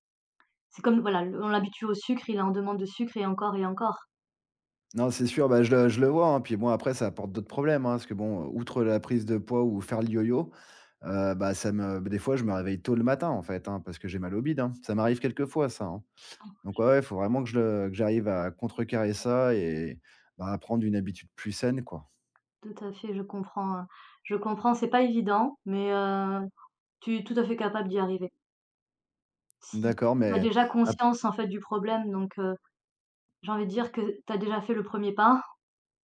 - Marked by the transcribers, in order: unintelligible speech
- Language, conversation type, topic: French, advice, Comment puis-je remplacer le grignotage nocturne par une habitude plus saine ?